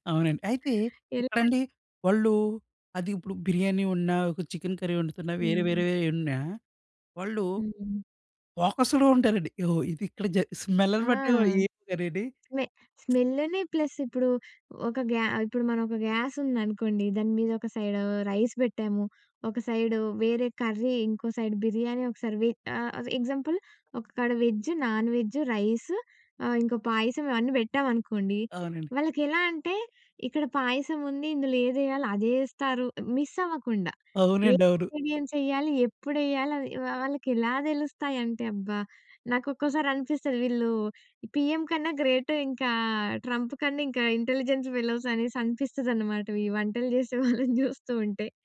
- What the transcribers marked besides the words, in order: in English: "చికెన్ కర్రీ"; in English: "ఫోకస్‌డ్‌గా"; in English: "స్మెల్ల్‌ని"; in English: "ప్లస్"; in English: "కర్రీ"; other background noise; in English: "రైస్"; in English: "కర్రీ"; in English: "సైడ్"; in English: "ఎగ్జాంపుల్"; in English: "వెజ్"; in English: "ఇంగ్రీడియెంట్స్"; in English: "పీఎం"; in English: "ఇంటెలిజెన్స్ ఫెలోస్"; laughing while speaking: "వాళ్ళని జూస్తూ"
- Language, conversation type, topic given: Telugu, podcast, మల్టీటాస్కింగ్ చేయడం మానేసి మీరు ఏకాగ్రతగా పని చేయడం ఎలా అలవాటు చేసుకున్నారు?